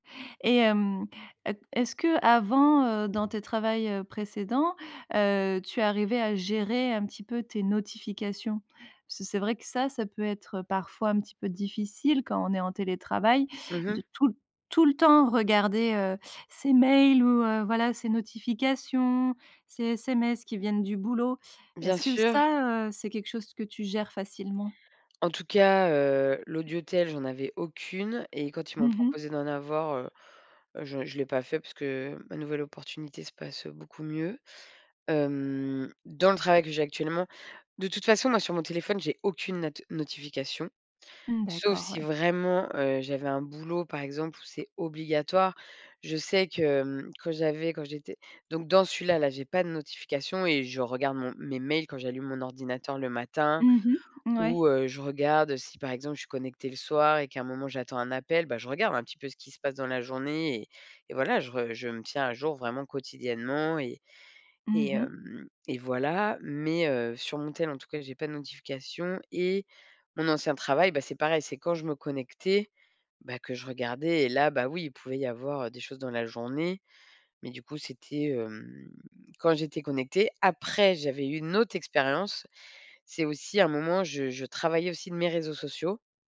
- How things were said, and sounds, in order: other background noise; tapping; stressed: "aucune"; stressed: "Après"
- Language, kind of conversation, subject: French, podcast, Comment vivre le télétravail sans se laisser envahir ?
- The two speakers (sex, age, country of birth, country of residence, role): female, 35-39, France, France, host; female, 40-44, France, France, guest